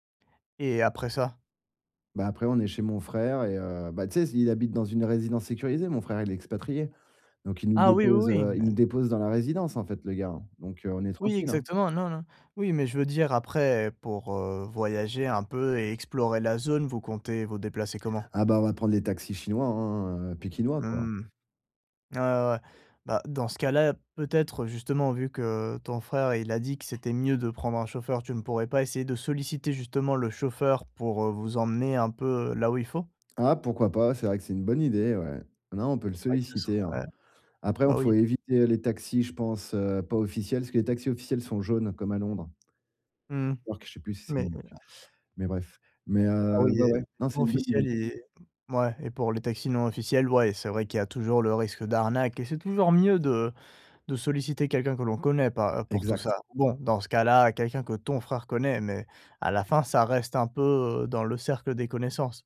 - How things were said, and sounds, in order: other background noise; stressed: "ton"
- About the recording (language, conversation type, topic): French, advice, Comment gérer les imprévus pendant un voyage à l'étranger ?